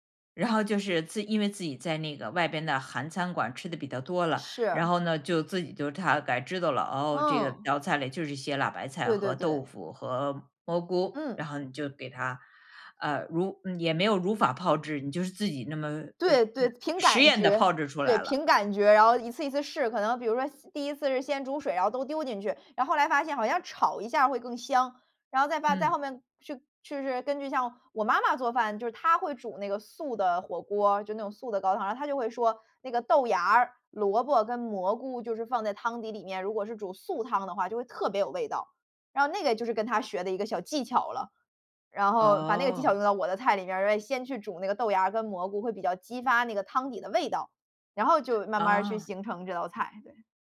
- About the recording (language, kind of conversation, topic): Chinese, podcast, 你平时做饭有哪些习惯？
- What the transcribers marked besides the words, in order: none